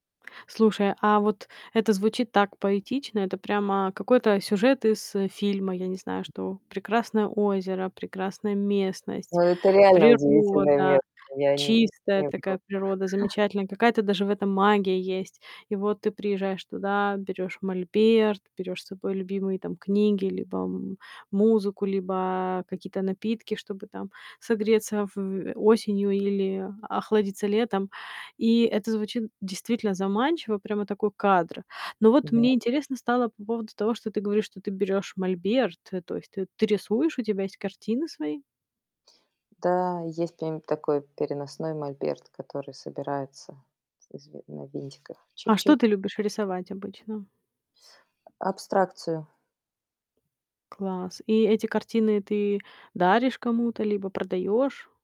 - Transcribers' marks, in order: other background noise; distorted speech; chuckle; tapping
- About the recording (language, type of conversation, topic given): Russian, podcast, Расскажи о своём любимом природном месте: что в нём особенного?